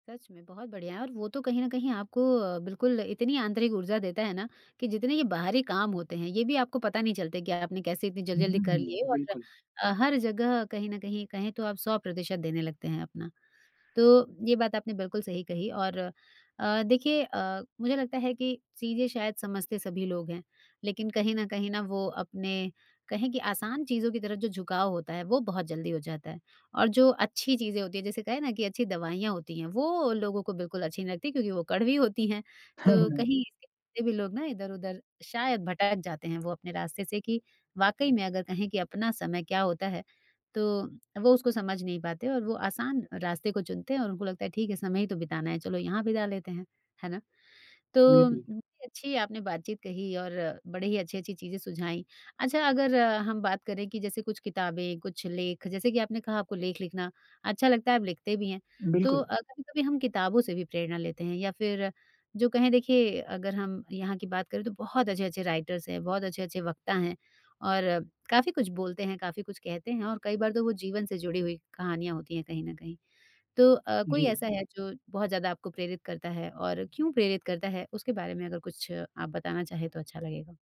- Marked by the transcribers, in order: chuckle; tapping; in English: "राइटर्स"
- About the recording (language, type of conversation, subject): Hindi, podcast, क्रिएटिव ब्लॉक से निकलने के आपके असरदार उपाय क्या हैं?